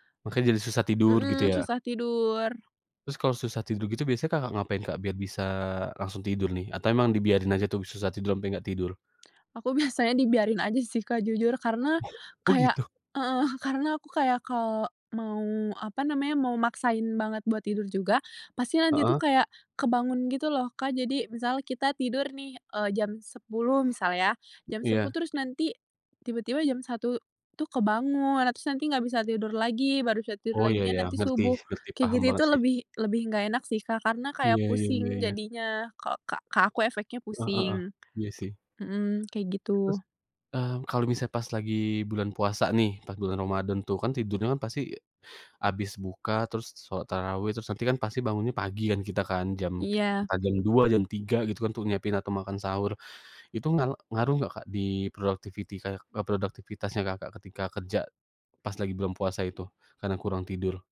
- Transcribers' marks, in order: laughing while speaking: "biasanya"; laughing while speaking: "Oh, gitu?"; other background noise; in English: "productivity"
- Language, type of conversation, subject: Indonesian, podcast, Apa rutinitas tidur yang biasanya kamu jalani?